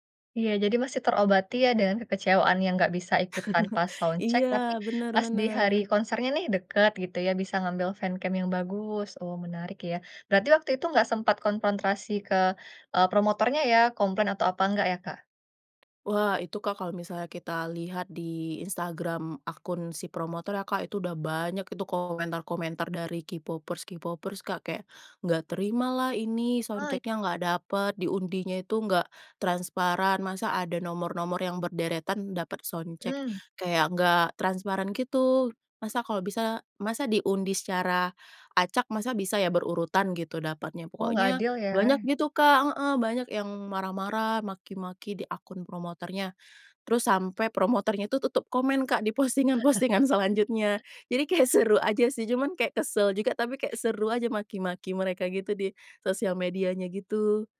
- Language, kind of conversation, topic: Indonesian, podcast, Apa pengalaman menonton konser paling berkesan yang pernah kamu alami?
- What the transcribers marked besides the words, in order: chuckle; in English: "sound check"; in English: "fancam"; tapping; in English: "sound check-nya"; in English: "sound check"; chuckle